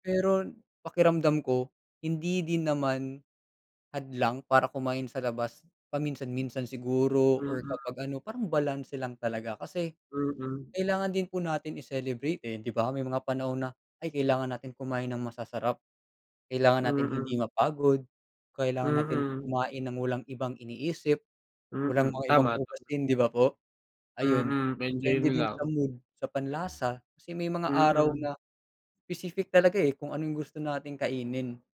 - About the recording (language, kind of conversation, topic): Filipino, unstructured, Ano ang mas pinipili mo, pagkain sa labas o lutong bahay?
- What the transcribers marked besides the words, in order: other background noise